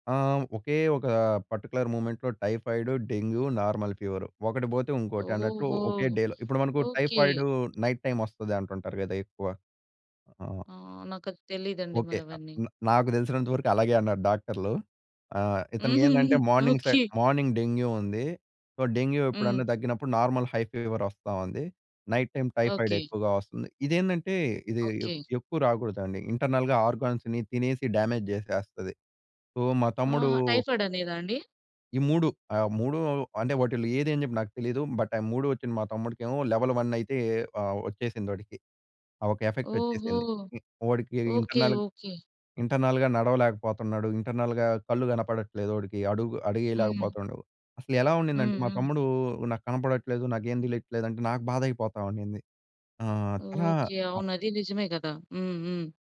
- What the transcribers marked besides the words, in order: in English: "పర్టిక్యులర్ మూమెం‌ట్‌లో టైఫాయిడ్, డెంగ్యూ, నార్మల్ ఫీవర్"; in English: "డే‌లో"; in English: "నైట్ టైమ్"; chuckle; in English: "మార్నింగ్ సైడ్ మార్నింగ్ డెంగ్యూ"; in English: "సో, డెంగ్యూ"; in English: "నార్మల్ హై ఫీవర్"; in English: "నైట్ టైమ్ టైఫయిడ్"; in English: "ఇంటర్నల్‌గా ఆర్గా‌న్స్‌ని"; in English: "డ్యామేజ్"; in English: "సో"; in English: "టైఫయిడ్"; in English: "బట్"; in English: "లెవెల్ 1"; in English: "ఎఫెక్ట్"; other noise; in English: "ఇంటర్నల్ ఇంటర్నల్‌గా"; in English: "ఇంటర్నల్‌గా"
- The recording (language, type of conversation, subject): Telugu, podcast, మీ కొత్త ఉద్యోగం మొదటి రోజు మీకు ఎలా అనిపించింది?